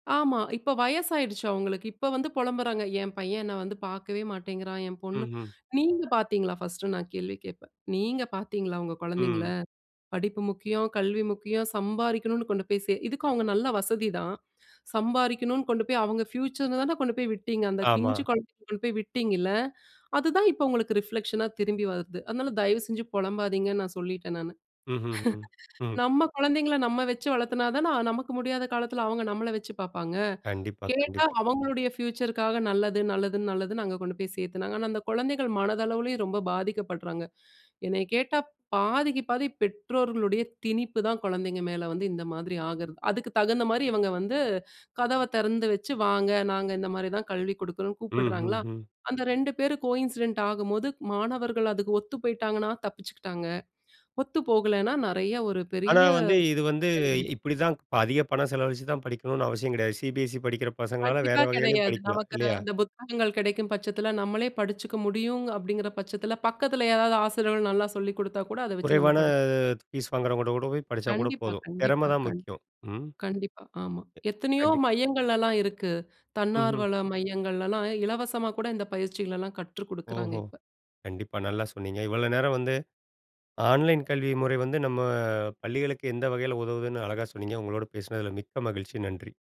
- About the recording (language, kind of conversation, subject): Tamil, podcast, ஆன்லைன் கல்வி நம் பள்ளி முறைக்கு எவ்வளவு உதவுகிறது?
- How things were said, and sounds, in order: in English: "பியூச்சர்னுதான"; in English: "ரிப்ளெக்ஷனா"; chuckle; other background noise; in English: "பியூச்சர்க்காக"; in English: "கோயின்சிடென்ட்"; unintelligible speech